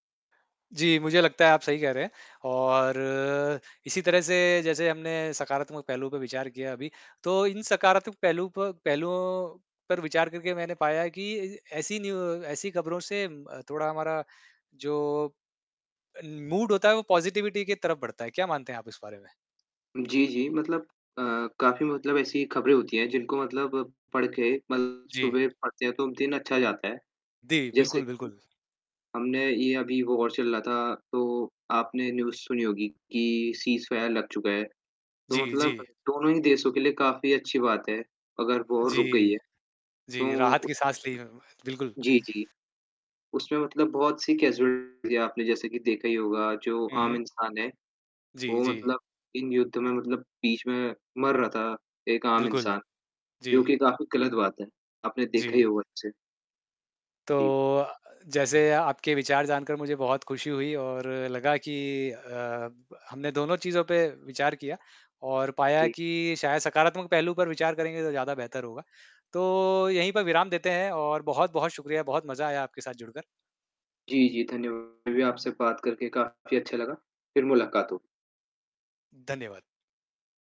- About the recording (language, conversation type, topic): Hindi, unstructured, आपके हिसाब से खबरों का हमारे मूड पर कितना असर होता है?
- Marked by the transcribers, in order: static; in English: "न्यू"; in English: "मूड"; in English: "पॉज़िटिविटी"; distorted speech; in English: "वॉर"; in English: "न्यूज़"; in English: "सीज़फायर"; in English: "वॉर"; in English: "कैज़ुअल्टी"